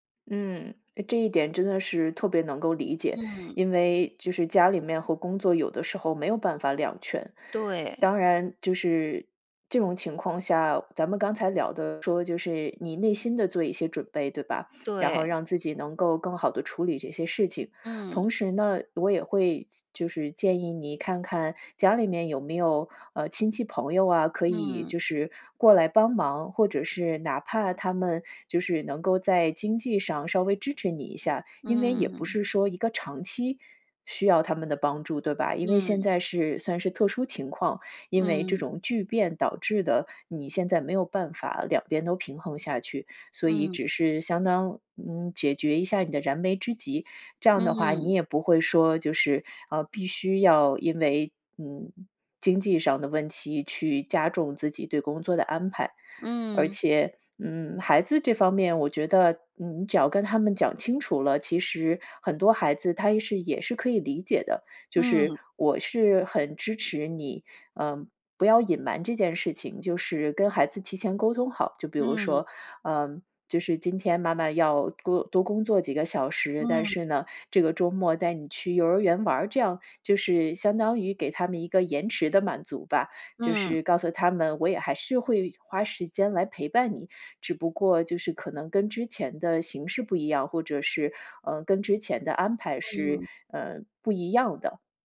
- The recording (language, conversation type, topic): Chinese, advice, 我该如何兼顾孩子的活动安排和自己的工作时间？
- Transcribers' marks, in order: none